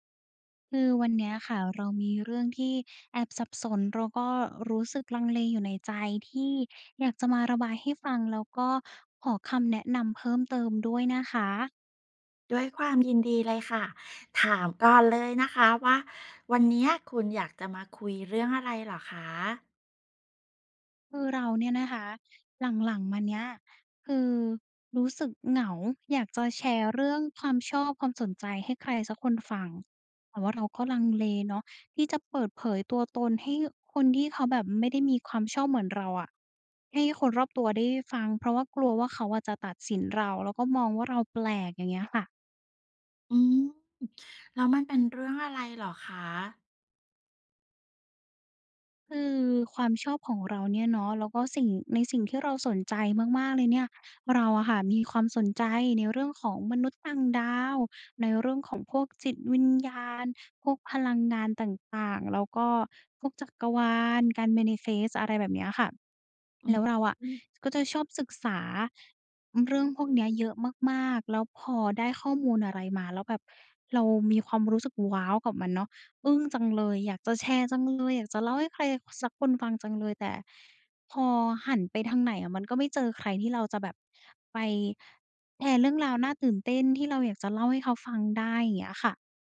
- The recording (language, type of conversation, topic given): Thai, advice, คุณกำลังลังเลที่จะเปิดเผยตัวตนที่แตกต่างจากคนรอบข้างหรือไม่?
- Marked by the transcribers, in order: other background noise; tapping; in English: "Manifest"